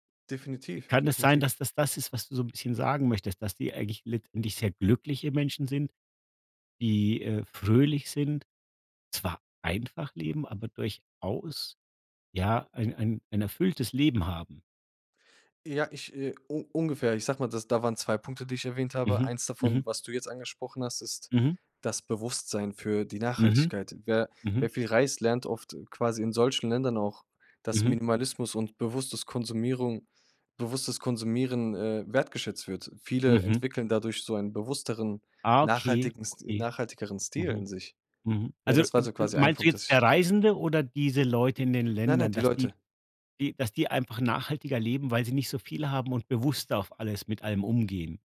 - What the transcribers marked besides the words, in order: "Konsumieren" said as "Konsumierung"
- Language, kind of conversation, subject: German, podcast, Wie hat Reisen deinen Stil verändert?